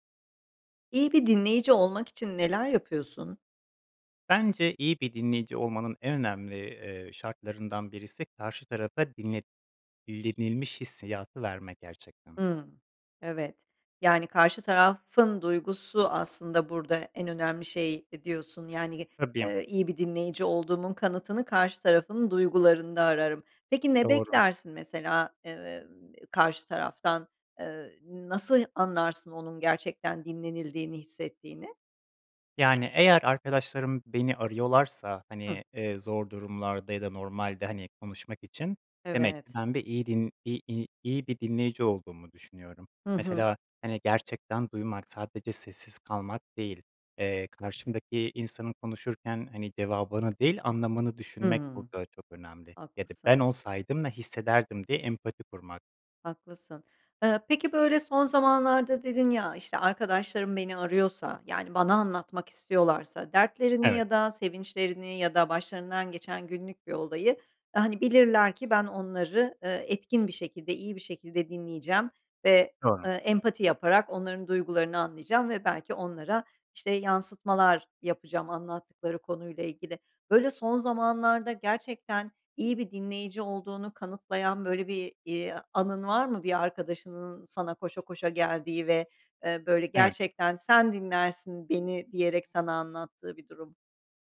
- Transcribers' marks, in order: tapping
- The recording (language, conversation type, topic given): Turkish, podcast, İyi bir dinleyici olmak için neler yaparsın?